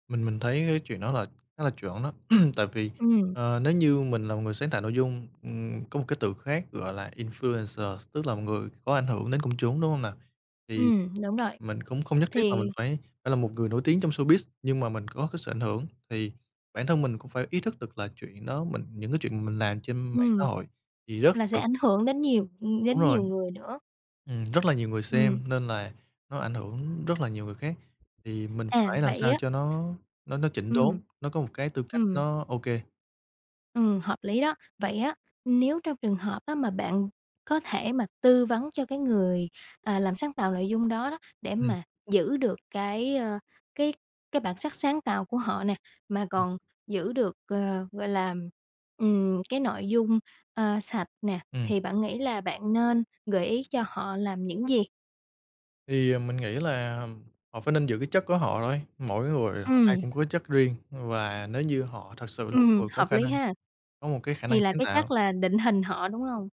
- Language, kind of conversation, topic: Vietnamese, podcast, Bạn nghĩ mạng xã hội ảnh hưởng đến bản sắc sáng tạo như thế nào?
- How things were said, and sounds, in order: throat clearing; in English: "influencer"; in English: "showbiz"; tapping; other background noise; unintelligible speech